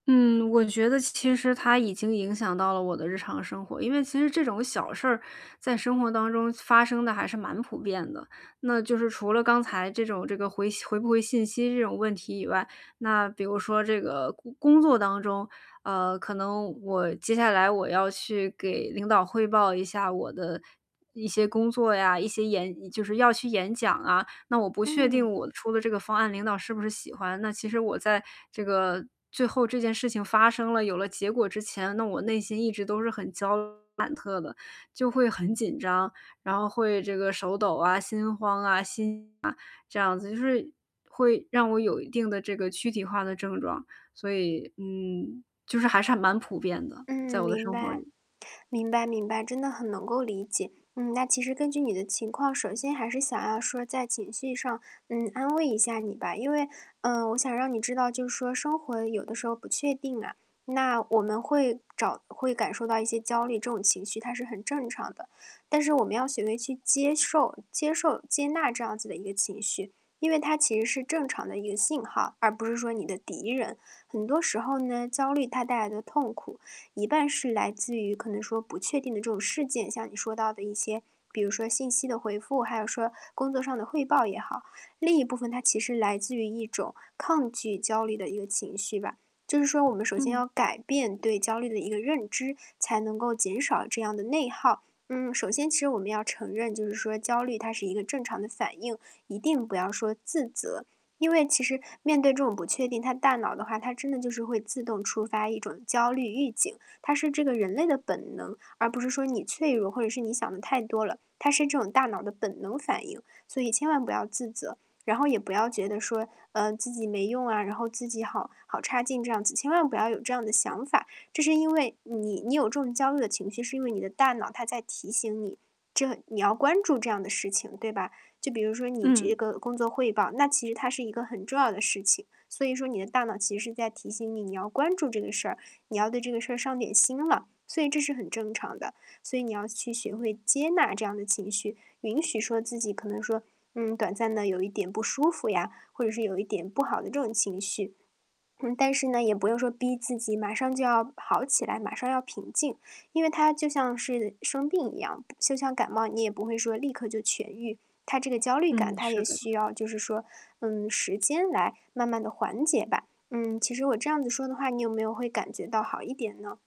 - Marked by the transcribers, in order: static; distorted speech; other background noise
- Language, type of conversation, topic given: Chinese, advice, 在生活充满不确定时，我该如何接纳焦虑并找到内心的平衡？